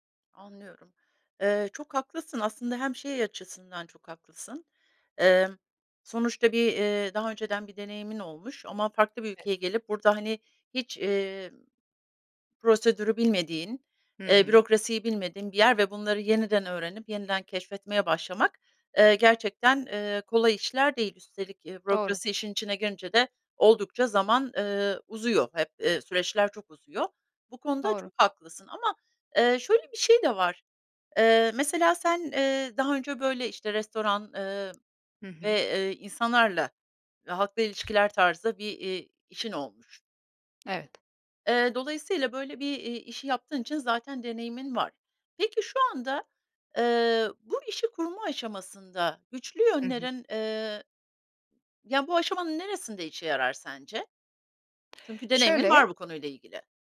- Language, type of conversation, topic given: Turkish, advice, Kendi işinizi kurma veya girişimci olma kararınızı nasıl verdiniz?
- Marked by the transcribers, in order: unintelligible speech; tapping